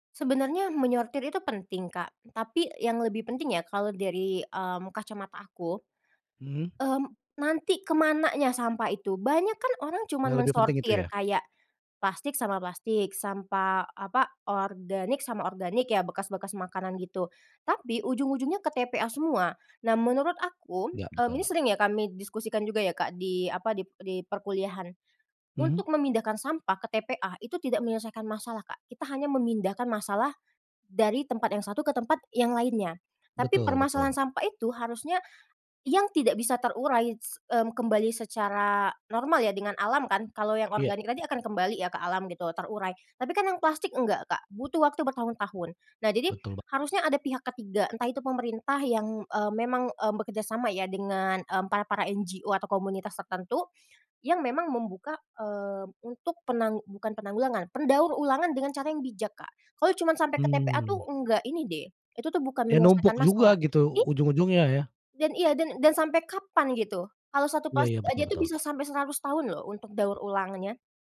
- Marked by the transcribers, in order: other background noise; in English: "NGO"
- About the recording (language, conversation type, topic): Indonesian, podcast, Kebiasaan sederhana apa saja yang bisa kita lakukan untuk mengurangi sampah di lingkungan?